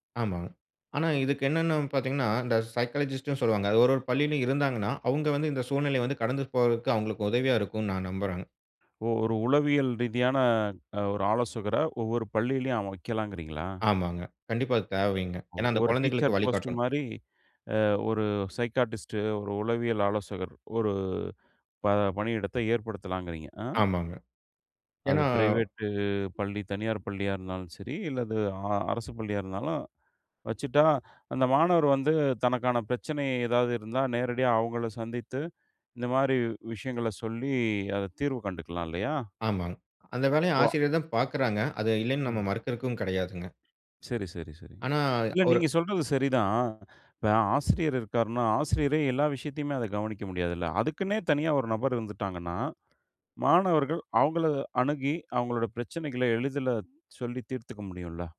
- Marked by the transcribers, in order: in English: "சைக்காலஜிஸ்ட்டும்"; in English: "சைகாட்டிஸ்டு"; drawn out: "ஒரு"; in English: "பிரைவேட்டு"
- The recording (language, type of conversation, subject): Tamil, podcast, மற்றவர்களுடன் உங்களை ஒப்பிடும் பழக்கத்தை நீங்கள் எப்படி குறைத்தீர்கள், அதற்கான ஒரு அனுபவத்தைப் பகிர முடியுமா?